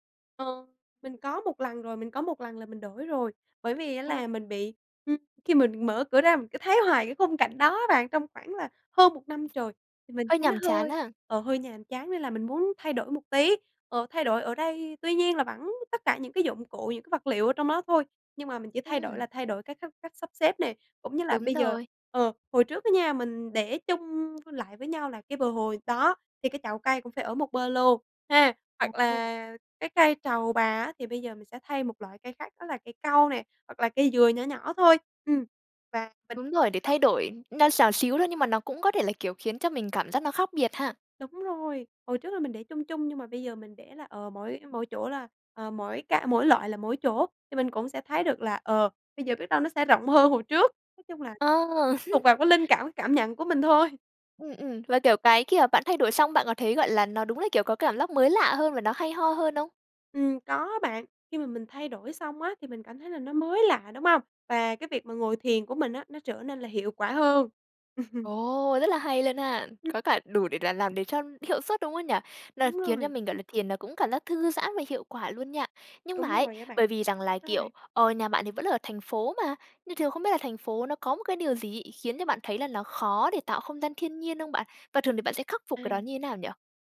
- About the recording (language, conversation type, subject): Vietnamese, podcast, Làm sao để tạo một góc thiên nhiên nhỏ để thiền giữa thành phố?
- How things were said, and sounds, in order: tapping; other background noise; unintelligible speech; laugh; laugh; unintelligible speech